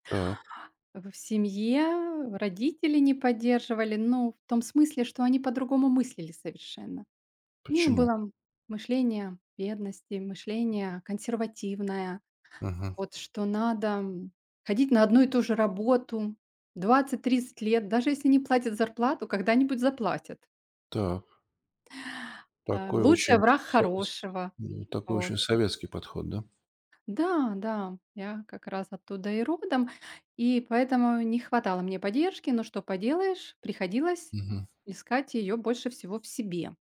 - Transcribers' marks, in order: other background noise
- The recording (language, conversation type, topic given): Russian, podcast, Как сохранить уверенность в себе после неудачи?